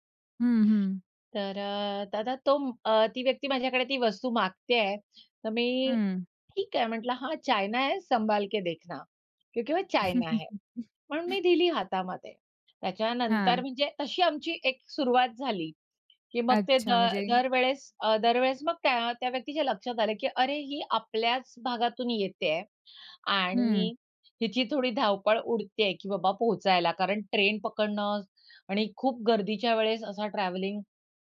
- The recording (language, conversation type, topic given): Marathi, podcast, प्रवासात भेटलेले मित्र दीर्घकाळ टिकणारे जिवलग मित्र कसे बनले?
- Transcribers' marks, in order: in Hindi: "हां, चायना है संभाल के देखना, क्योंकि वो चायना है"; chuckle; tapping